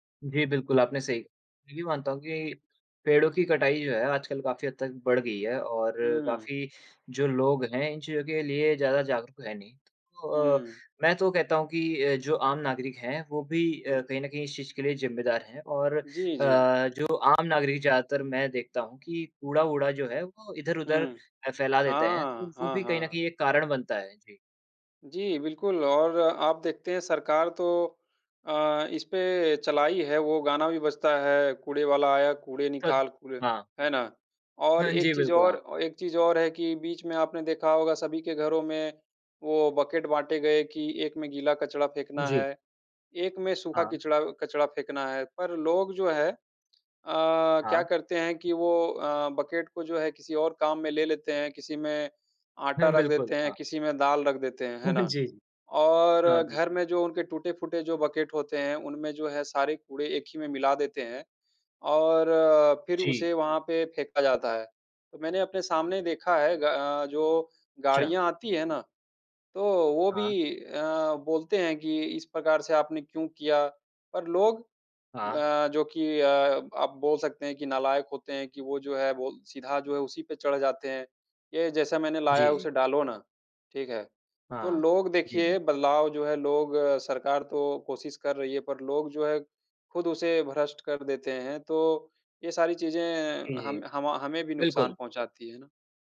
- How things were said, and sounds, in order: unintelligible speech; in English: "बकेट"; in English: "बकेट"; chuckle; in English: "बकेट"
- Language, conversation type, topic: Hindi, unstructured, आजकल के पर्यावरण परिवर्तन के बारे में आपका क्या विचार है?
- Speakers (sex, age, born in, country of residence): male, 20-24, India, India; male, 30-34, India, India